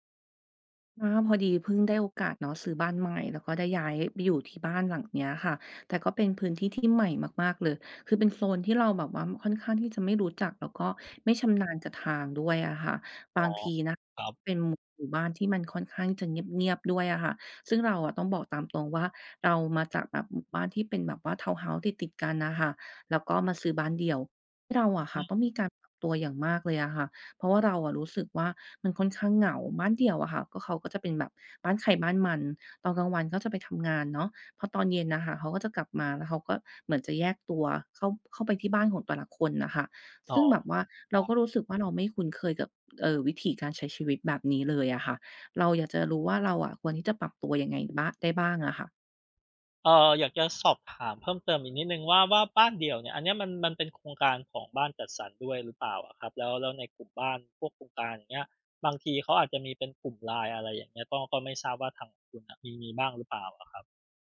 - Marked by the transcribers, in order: tapping
- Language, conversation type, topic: Thai, advice, ย้ายบ้านไปพื้นที่ใหม่แล้วรู้สึกเหงาและไม่คุ้นเคย ควรทำอย่างไรดี?